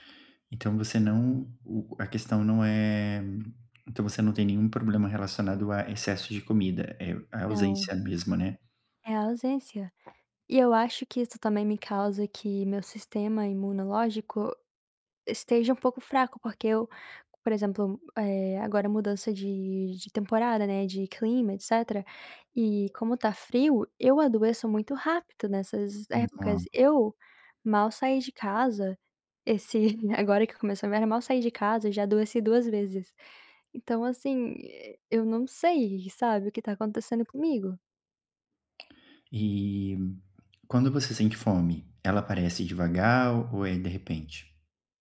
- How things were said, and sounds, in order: other background noise; drawn out: "é"; tapping; unintelligible speech; chuckle
- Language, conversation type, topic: Portuguese, advice, Como posso saber se a fome que sinto é emocional ou física?